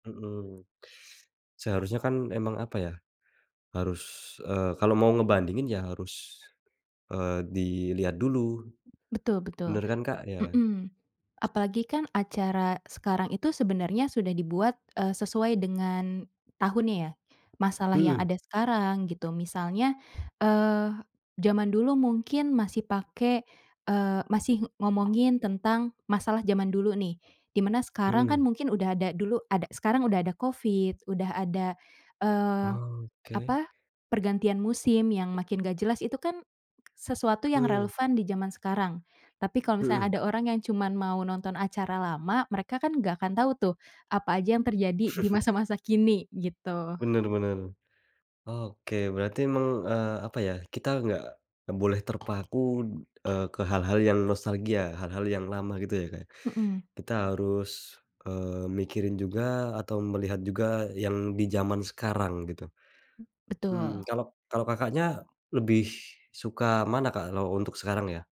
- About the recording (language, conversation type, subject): Indonesian, podcast, Mengapa menurutmu orang suka bernostalgia dengan acara televisi lama?
- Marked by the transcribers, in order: other background noise; tapping; chuckle